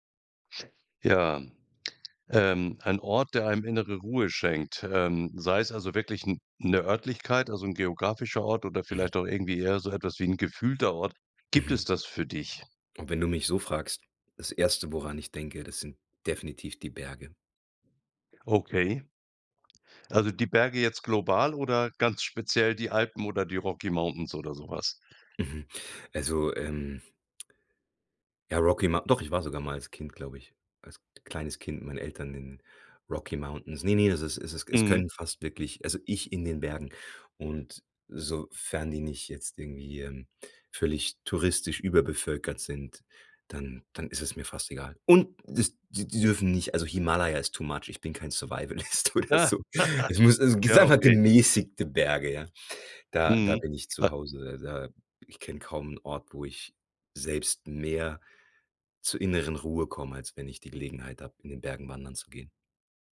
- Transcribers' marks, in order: stressed: "Und"; in English: "too much"; laughing while speaking: "Ja"; laughing while speaking: "Survivalist oder so"; in English: "Survivalist"
- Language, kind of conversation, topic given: German, podcast, Welcher Ort hat dir innere Ruhe geschenkt?